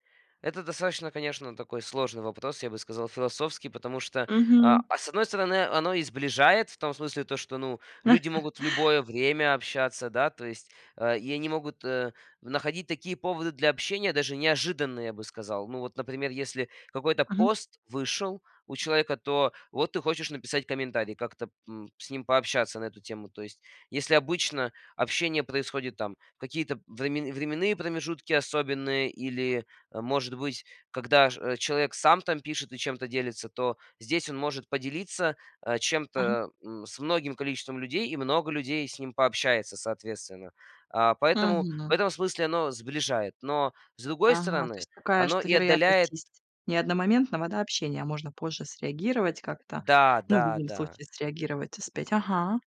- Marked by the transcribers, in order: chuckle; tapping
- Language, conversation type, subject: Russian, podcast, Как социальные сети на самом деле влияют на ваши отношения с людьми?